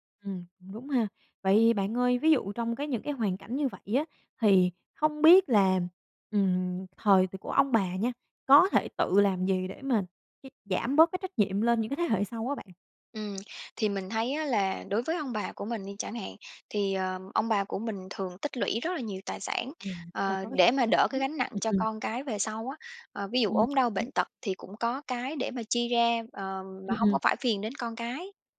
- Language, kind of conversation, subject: Vietnamese, podcast, Bạn thấy trách nhiệm chăm sóc ông bà nên thuộc về thế hệ nào?
- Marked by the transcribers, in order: tapping